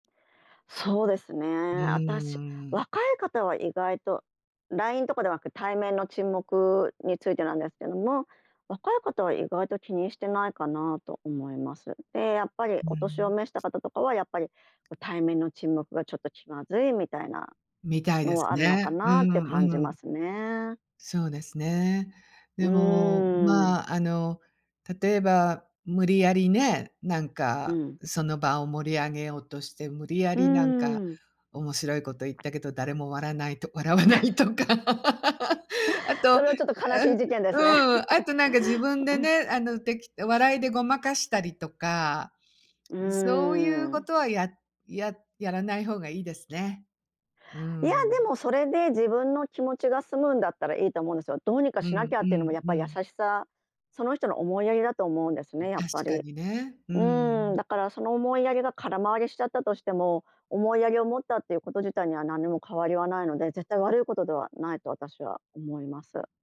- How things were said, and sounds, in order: other background noise; tapping; chuckle; laughing while speaking: "笑わないとか"; laugh; chuckle
- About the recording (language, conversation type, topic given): Japanese, podcast, 会話中に沈黙が生まれたとき、普段はどう対応することが多いですか？